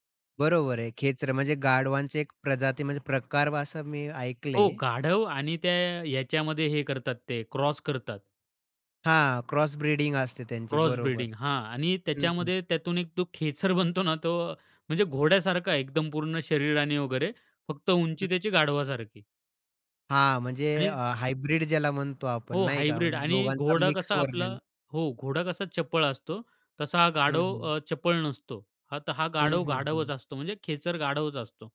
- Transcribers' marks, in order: tapping; wind; other background noise; laughing while speaking: "बनतो"
- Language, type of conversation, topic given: Marathi, podcast, प्रवासात तुमच्यासोबत कधी काही अनपेक्षित घडलं आहे का?